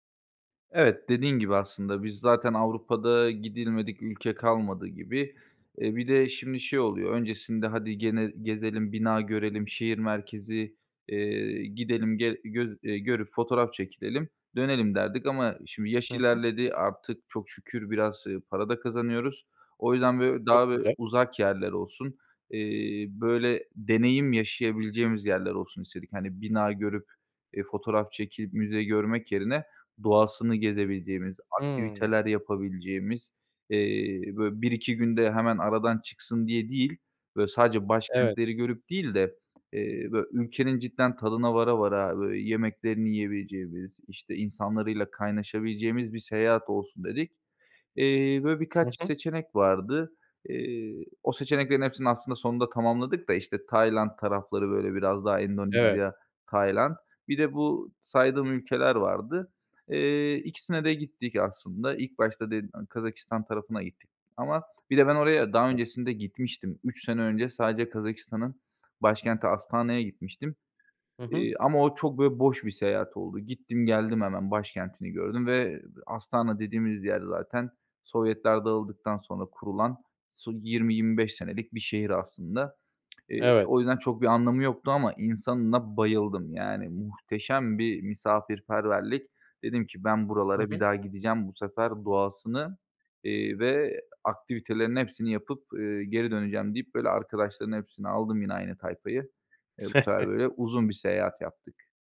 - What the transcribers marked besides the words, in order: other background noise; unintelligible speech; unintelligible speech; tapping; chuckle
- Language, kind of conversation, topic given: Turkish, podcast, En anlamlı seyahat destinasyonun hangisiydi ve neden?